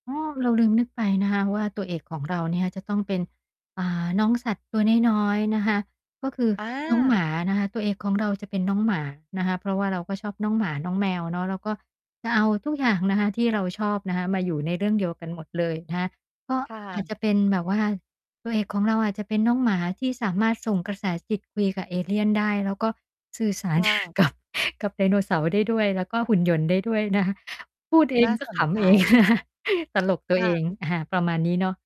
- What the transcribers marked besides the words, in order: laughing while speaking: "กับ"; other background noise; laughing while speaking: "นะคะ"; distorted speech
- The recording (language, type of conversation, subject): Thai, podcast, ถ้าคุณได้เป็นผู้กำกับ คุณอยากทำภาพยนตร์แบบไหน?